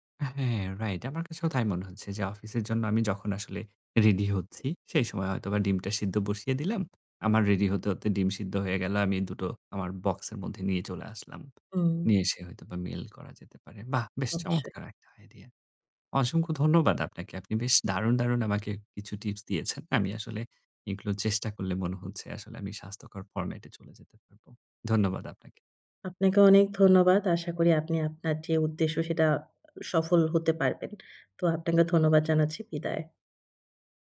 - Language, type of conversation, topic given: Bengali, advice, অস্বাস্থ্যকর খাবার ছেড়ে কীভাবে স্বাস্থ্যকর খাওয়ার অভ্যাস গড়ে তুলতে পারি?
- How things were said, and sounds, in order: in English: "ফরমেট"; other background noise